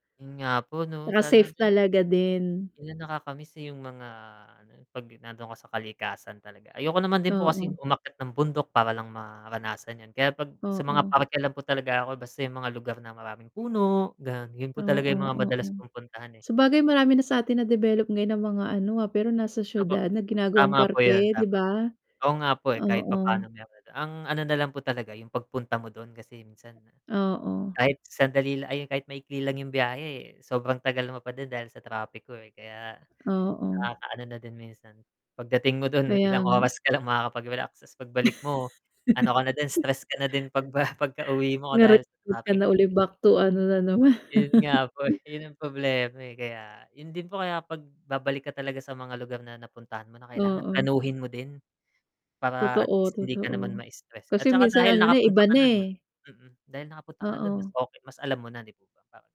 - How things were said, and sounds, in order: static; chuckle; laughing while speaking: "pagba"; distorted speech; laughing while speaking: "naman"
- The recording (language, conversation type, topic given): Filipino, unstructured, Ano ang mga dahilan kung bakit gusto mong balikan ang isang lugar na napuntahan mo na?